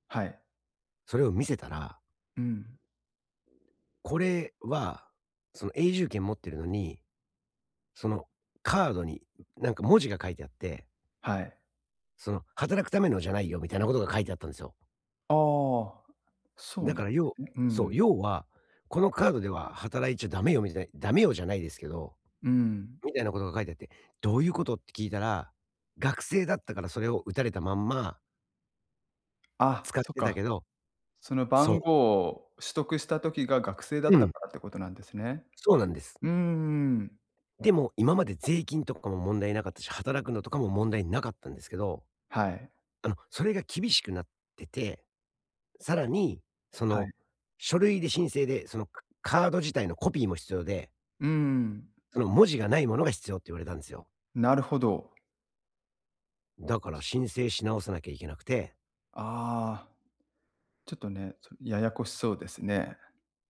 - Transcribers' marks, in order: other background noise; unintelligible speech; tapping
- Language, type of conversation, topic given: Japanese, advice, 税金と社会保障の申告手続きはどのように始めればよいですか？